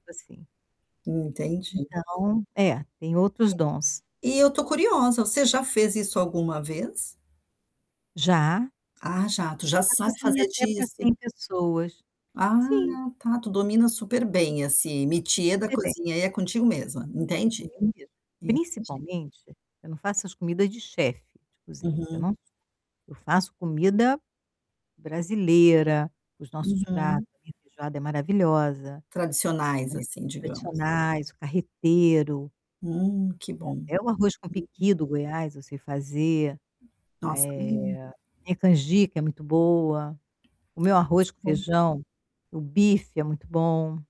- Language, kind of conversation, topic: Portuguese, advice, Como posso cozinhar para outras pessoas com mais confiança?
- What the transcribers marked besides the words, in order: static; distorted speech; in French: "métier"; tapping; unintelligible speech; other background noise